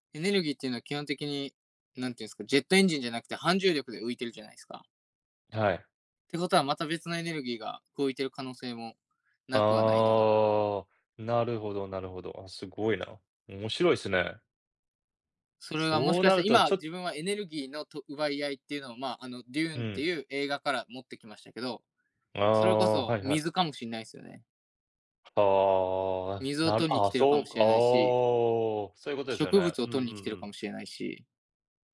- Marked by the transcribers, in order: other background noise
- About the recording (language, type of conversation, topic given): Japanese, unstructured, 宇宙についてどう思いますか？